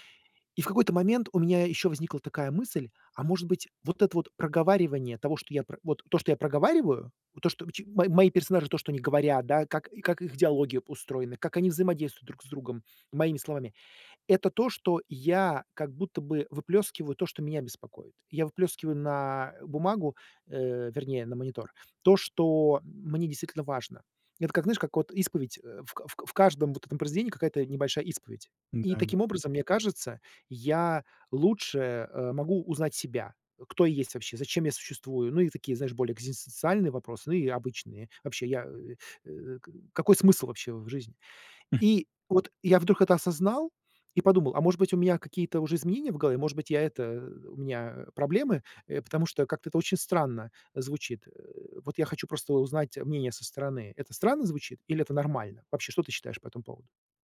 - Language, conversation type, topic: Russian, advice, Как письмо может помочь мне лучше понять себя и свои чувства?
- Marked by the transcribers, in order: none